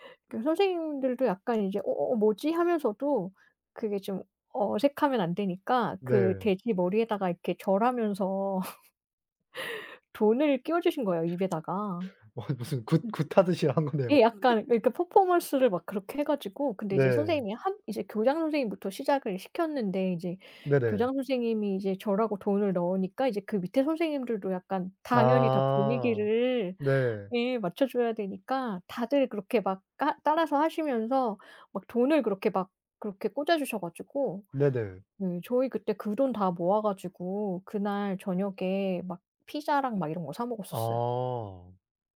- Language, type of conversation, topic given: Korean, unstructured, 학교에서 가장 행복했던 기억은 무엇인가요?
- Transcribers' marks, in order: tapping; other background noise; laugh; laughing while speaking: "와 무슨 굿 굿하듯이 한 거네요?"; background speech; laugh